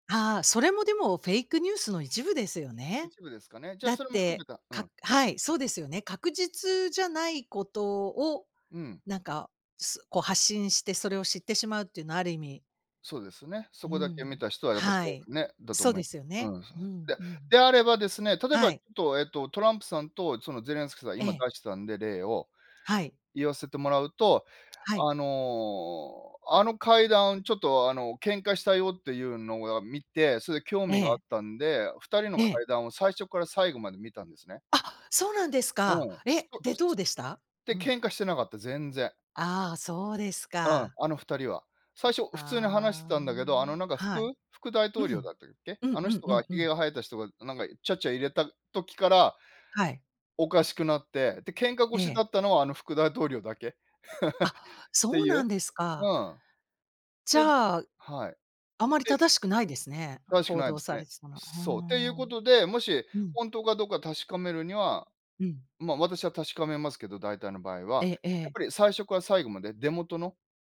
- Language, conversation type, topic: Japanese, unstructured, ネット上の偽情報にどう対応すべきですか？
- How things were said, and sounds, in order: other noise; chuckle